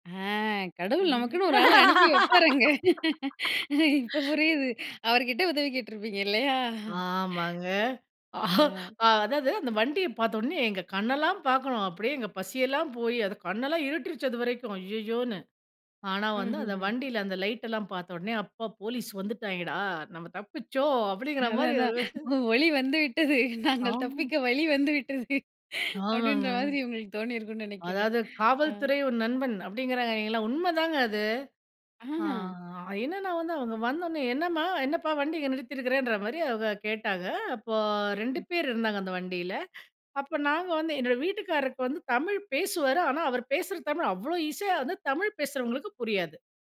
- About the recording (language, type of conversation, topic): Tamil, podcast, ஒரு மறக்கமுடியாத பயணம் பற்றி சொல்லுங்க, அதிலிருந்து என்ன கற்றீங்க?
- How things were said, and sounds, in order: laugh; laugh; snort; laughing while speaking: "அதான் அதான் ஒலி வந்துவிட்டது நாங்கள் … உங்களுக்கு தோணியிருக்கும்னு நினைக்கிறேன்"; chuckle; other noise